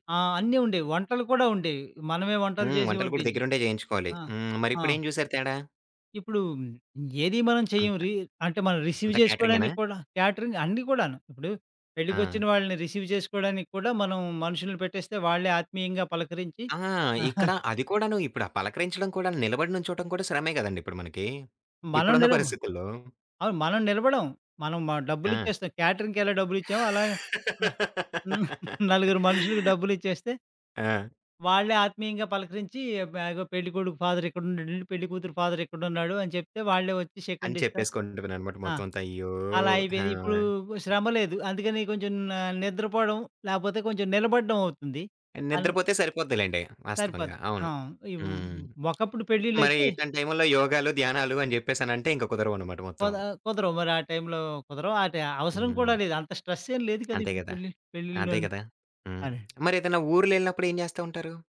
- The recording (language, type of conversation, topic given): Telugu, podcast, ఒక కష్టమైన రోజు తర్వాత నువ్వు రిలాక్స్ అవడానికి ఏం చేస్తావు?
- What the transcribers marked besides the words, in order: tapping; in English: "రిసీవ్"; in English: "క్యాటరింగ్"; in English: "రిసీవ్"; chuckle; in English: "క్యాటరింగ్‌కెలా"; laugh; giggle; in English: "షేకండ్"